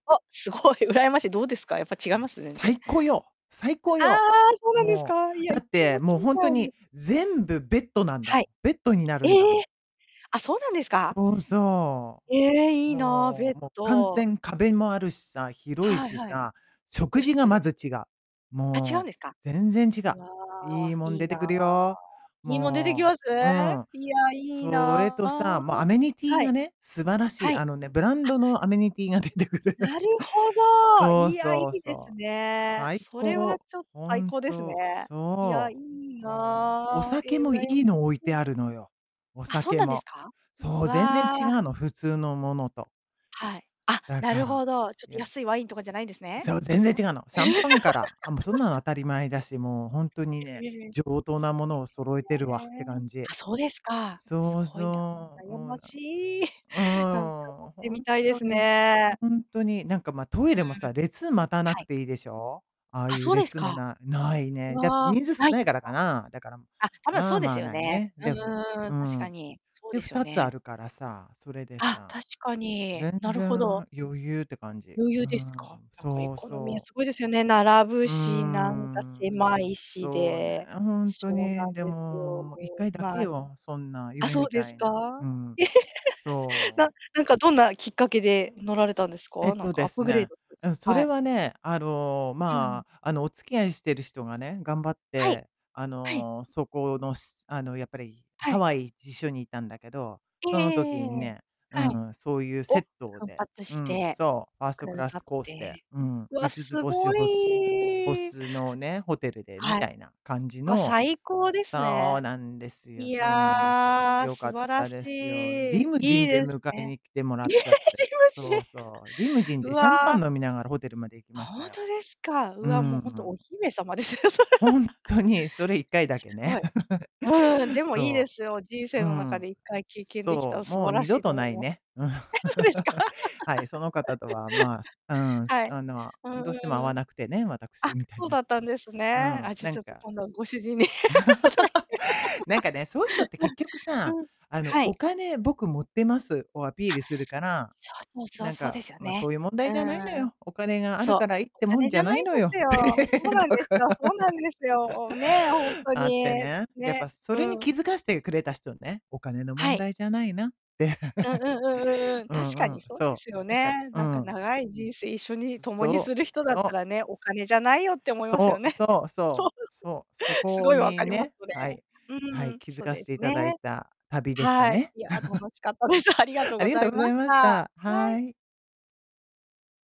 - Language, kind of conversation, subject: Japanese, unstructured, 映画館でのマナーで困った経験はありますか？
- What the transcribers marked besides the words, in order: distorted speech; laughing while speaking: "出てくる"; laugh; unintelligible speech; laugh; drawn out: "すごい"; "星" said as "ほす"; laughing while speaking: "い ええ、できますしね"; laughing while speaking: "それは"; laugh; chuckle; chuckle; laughing while speaking: "あ、そうですか"; laugh; laugh; unintelligible speech; laugh; laughing while speaking: "みたい ところが"; chuckle; chuckle; laughing while speaking: "そう"; chuckle